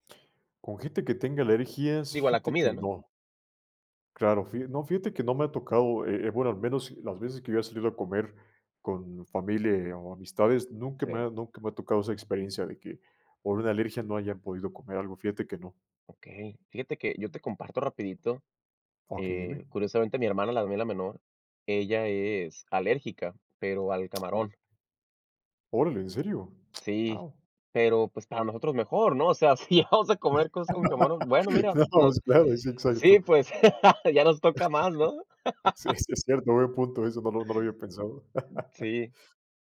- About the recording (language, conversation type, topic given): Spanish, podcast, ¿Cómo manejas las alergias o dietas especiales en una reunión?
- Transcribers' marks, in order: laughing while speaking: "si ya vamos a comer"; laugh; laugh; tapping; laugh